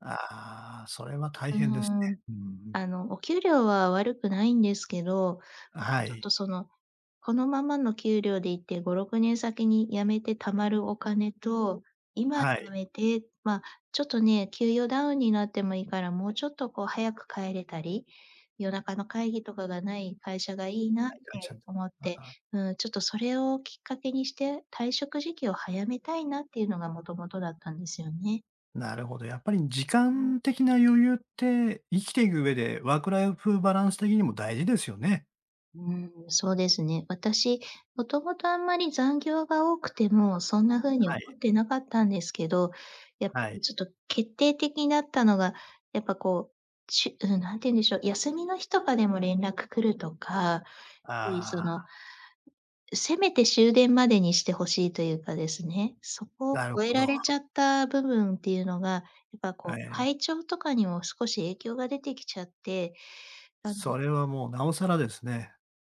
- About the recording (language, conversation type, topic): Japanese, advice, 現職の会社に転職の意思をどのように伝えるべきですか？
- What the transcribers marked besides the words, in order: none